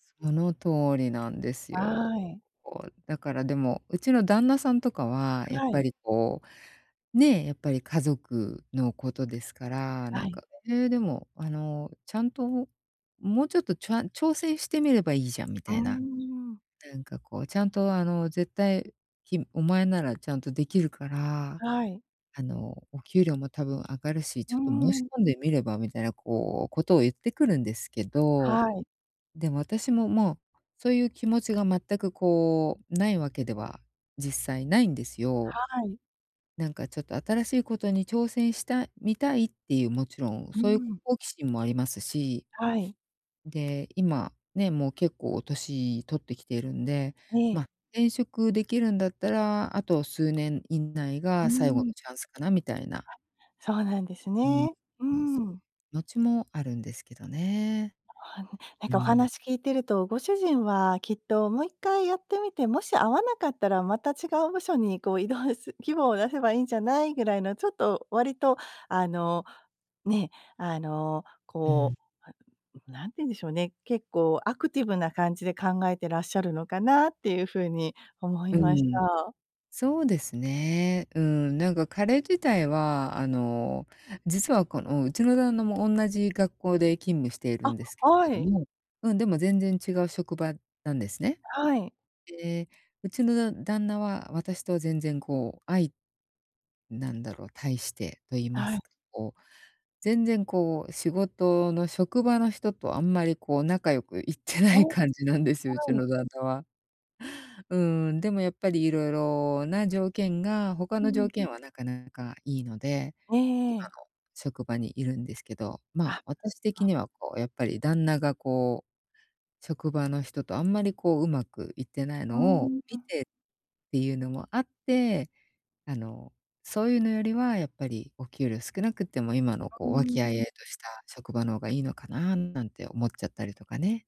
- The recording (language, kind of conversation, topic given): Japanese, advice, 職場で自分の満足度が変化しているサインに、どうやって気づけばよいですか？
- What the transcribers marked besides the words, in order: other background noise; unintelligible speech; laughing while speaking: "いってない"